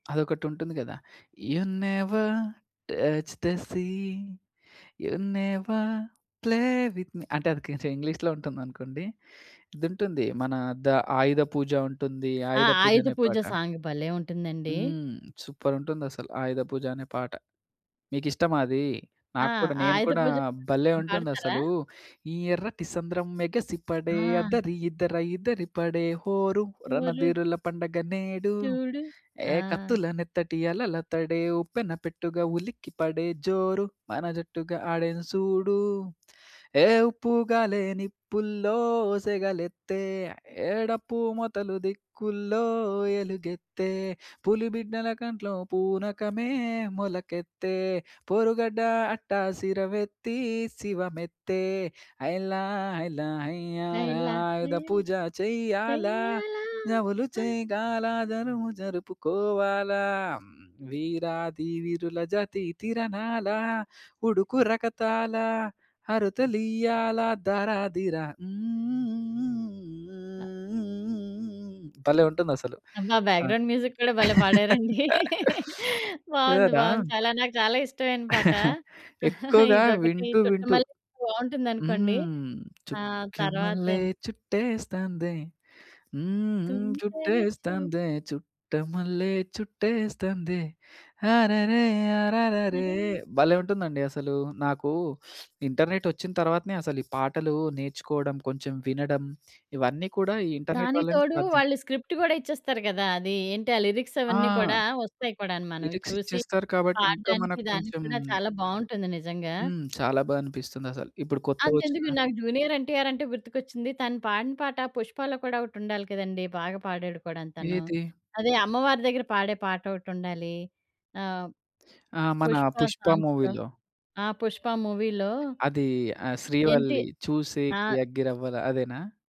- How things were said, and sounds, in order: singing: "యూ నెవర్ టచ్ ది సీ, యూ నెవర్ ప్లే విత్ మీ"; in English: "యూ నెవర్ టచ్ ది సీ, యూ నెవర్ ప్లే విత్ మీ"; in English: "సాంగ్"; in English: "సూపర్"; singing: "ఈ ఎర్రటి సంద్రం మెగసిపడే అద్దరి … హ్మ్ హ్మ్ హ్మ్"; singing: "చెయ్యాలా ఆ!"; singing: "హ్మ్ హ్మ్. హ్మ్ హ్మ్ హ్మ్ హ్మ్ హ్మ్ హ్మ్"; other noise; in English: "బ్యాక్‌గ్రౌండ్ మ్యూజిక్"; in English: "సాంగ్"; laugh; laughing while speaking: "బావుంది. బావుంది. చాలా నాకు చాలా ఇష్టమైన పాట"; laugh; chuckle; singing: "చుట్టమల్లే చుట్టేస్తాందే, హ్మ్ హ్మ్. చుట్టేస్తాందే చుట్టమల్లే చుట్టేస్తాందే అరెరె అరరెరే"; singing: "తుంటరి చూప్"; sniff; in English: "ఇంటర్నెట్"; other background noise; in English: "ఇంటర్నెట్"; in English: "స్క్రిప్ట్"; in English: "లిరిక్స్"; in English: "లిరిక్స్"; in English: "మూవీలో"; in English: "సాంగ్స్‌లో"; in English: "మూవీలో"
- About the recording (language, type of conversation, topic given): Telugu, podcast, కొత్త సంగీతాన్ని కనుగొనడంలో ఇంటర్నెట్ మీకు ఎంతవరకు తోడ్పడింది?